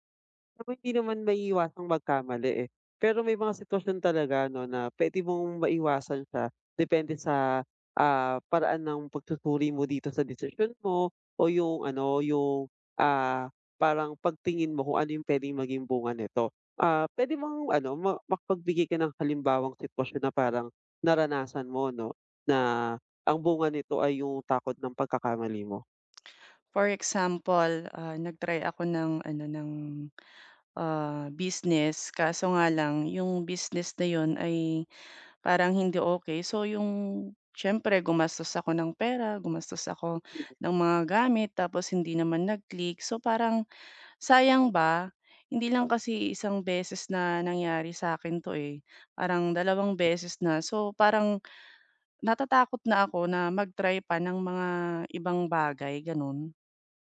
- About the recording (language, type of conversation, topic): Filipino, advice, Paano mo haharapin ang takot na magkamali o mabigo?
- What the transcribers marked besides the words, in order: other background noise; tapping